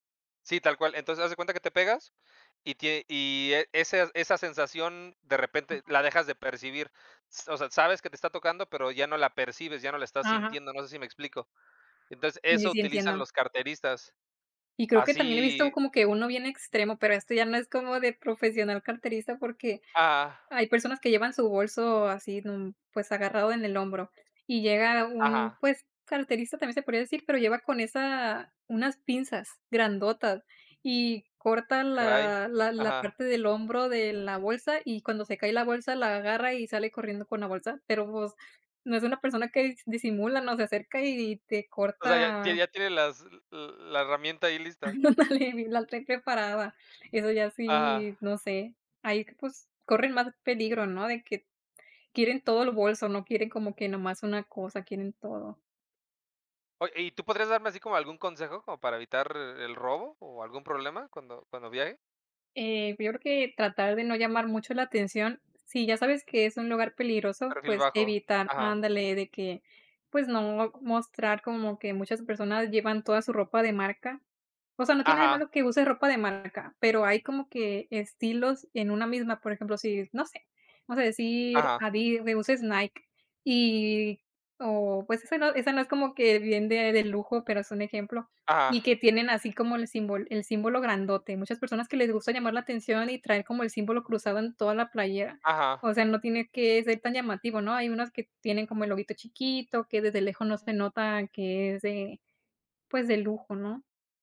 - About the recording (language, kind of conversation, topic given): Spanish, unstructured, ¿Alguna vez te han robado algo mientras viajabas?
- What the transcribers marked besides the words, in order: tapping; laughing while speaking: "Ándale"; other background noise